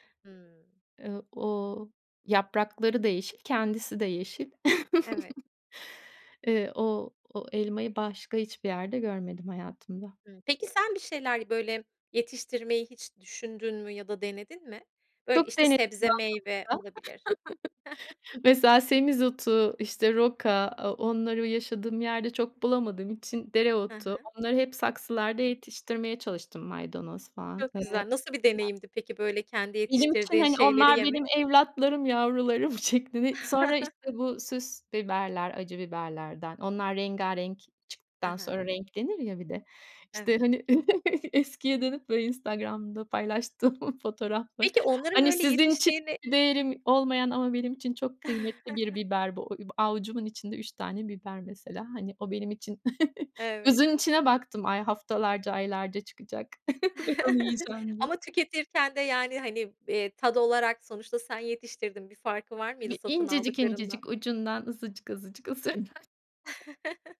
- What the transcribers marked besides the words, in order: laugh; other background noise; laugh; chuckle; tapping; laughing while speaking: "yavrularım şeklini"; laugh; chuckle; laughing while speaking: "paylaştığım fotoğraflar"; "değeri" said as "değerim"; laugh; giggle; laugh; giggle; laughing while speaking: "ısırcaksın"; laugh
- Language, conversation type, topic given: Turkish, podcast, Sence yemekle anılar arasında nasıl bir bağ var?